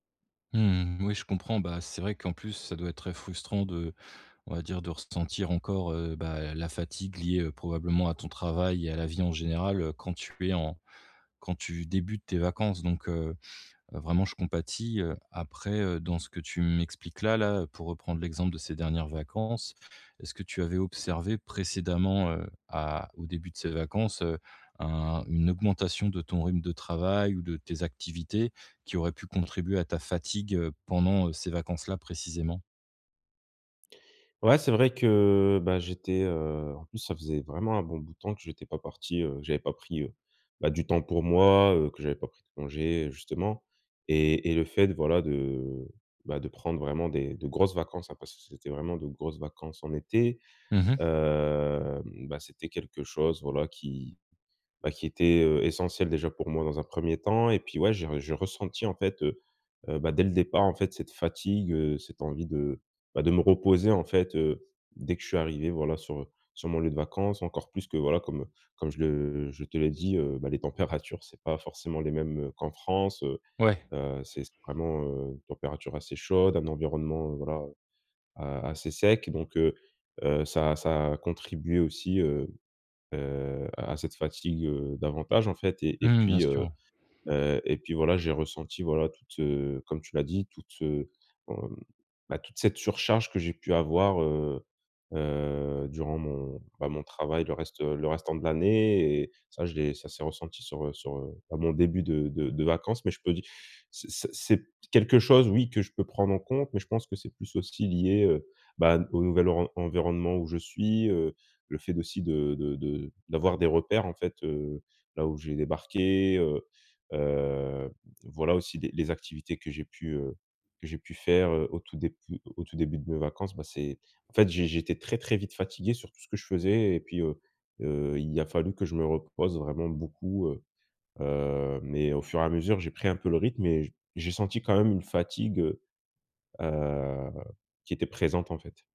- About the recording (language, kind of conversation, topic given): French, advice, Comment gérer la fatigue et la surcharge pendant les vacances sans rater les fêtes ?
- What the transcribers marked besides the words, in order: tapping; drawn out: "hem"